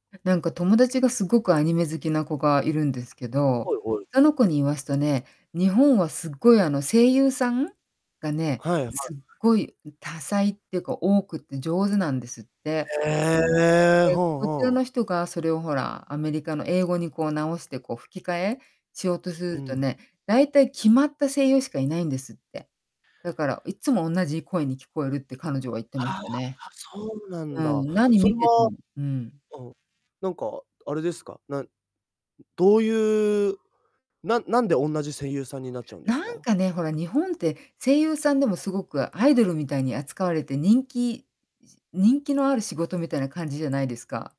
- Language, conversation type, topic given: Japanese, podcast, 漫画やアニメの魅力は何だと思いますか？
- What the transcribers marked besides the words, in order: distorted speech; mechanical hum